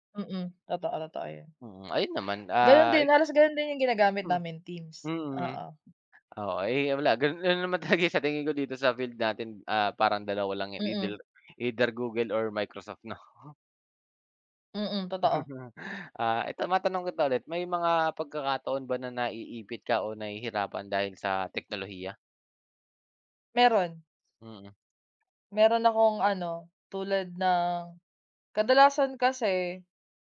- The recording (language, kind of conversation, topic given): Filipino, unstructured, Paano mo ginagamit ang teknolohiya sa pang-araw-araw?
- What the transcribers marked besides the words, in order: other background noise; laughing while speaking: "talaga"; laugh